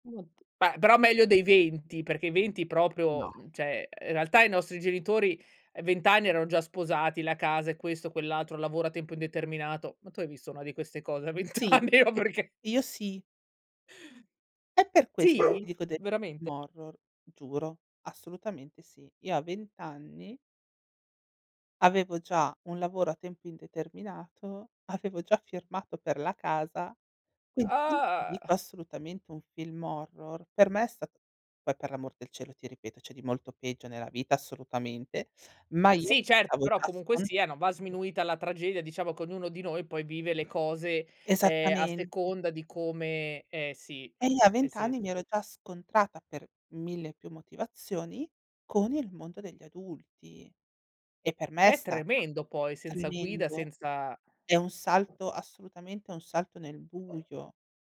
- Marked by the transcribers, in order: "cioè" said as "ceh"; laughing while speaking: "vent anni? No perché"; dog barking; drawn out: "Ah!"; other background noise
- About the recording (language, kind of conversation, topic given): Italian, podcast, Che canzone sceglieresti per la scena iniziale di un film sulla tua vita?